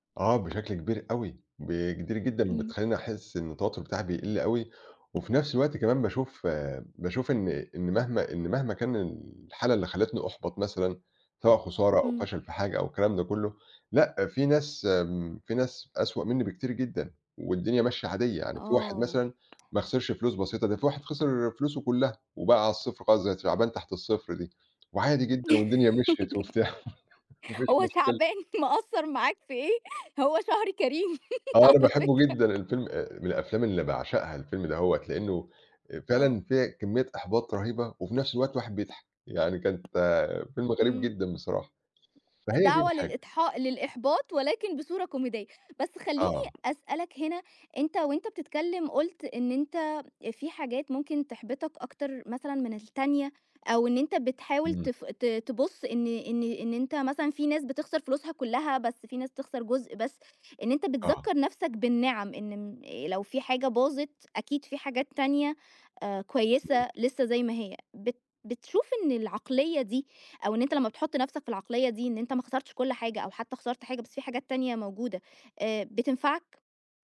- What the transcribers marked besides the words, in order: other background noise; tapping; laugh; laughing while speaking: "هو شعبان مأثّر معاك في إيه؟ هو شهر كريم على فكرة"; laughing while speaking: "وبتاع، ما فيش مشكلة"
- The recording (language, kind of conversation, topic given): Arabic, podcast, إيه اللي بيحفّزك تكمّل لما تحس بالإحباط؟